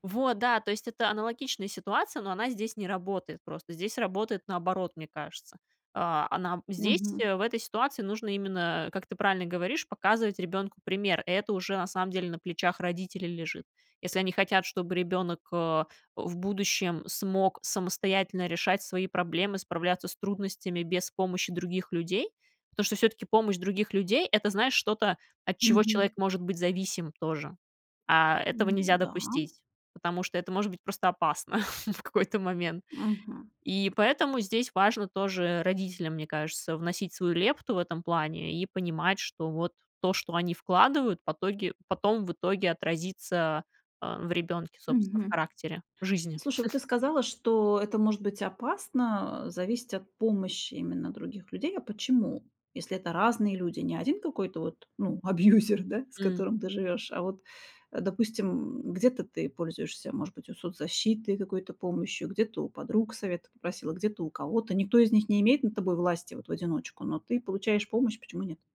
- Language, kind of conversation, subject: Russian, podcast, Что ты посоветуешь делать, если рядом нет поддержки?
- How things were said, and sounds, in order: chuckle; chuckle; laughing while speaking: "абьюзер"